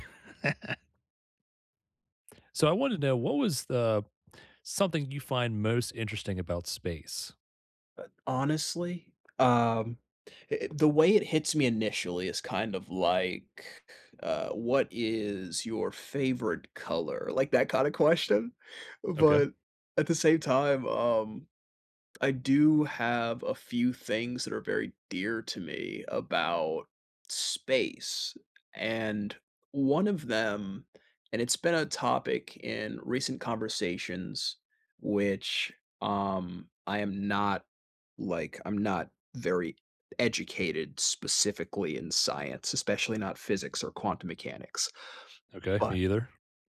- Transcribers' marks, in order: laugh; other background noise
- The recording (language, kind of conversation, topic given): English, unstructured, What do you find most interesting about space?